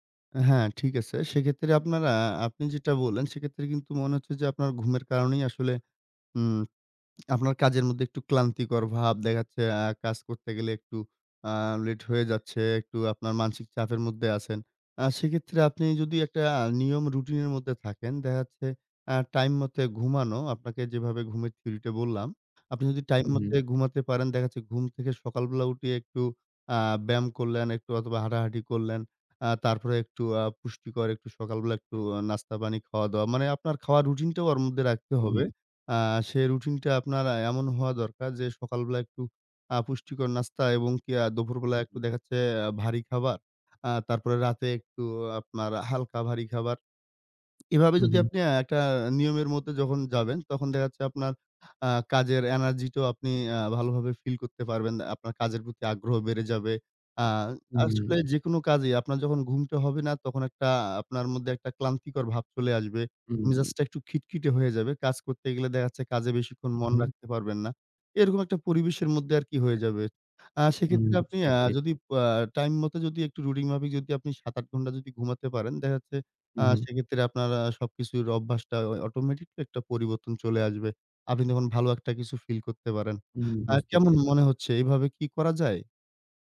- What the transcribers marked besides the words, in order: lip smack; other background noise; "মধ্যে" said as "মদ্দে"; "মতো" said as "মতে"; "মতো" said as "মতে"; "উঠে" said as "উটে"; tapping; "মধ্যে" said as "মদ্দে"
- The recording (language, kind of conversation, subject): Bengali, advice, নিয়মিত ঘুমের রুটিনের অভাব